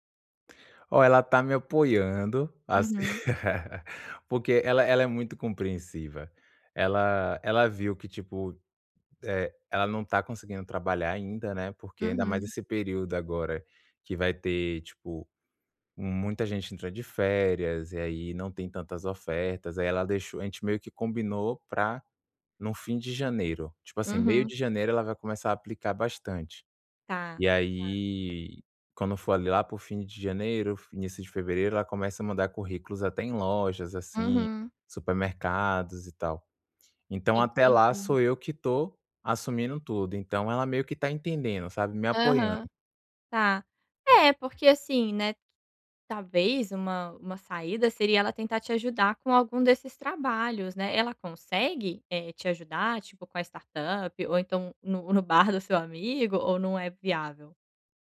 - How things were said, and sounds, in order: giggle
- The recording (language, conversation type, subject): Portuguese, advice, Como posso organizar melhor meu dia quando me sinto sobrecarregado com compromissos diários?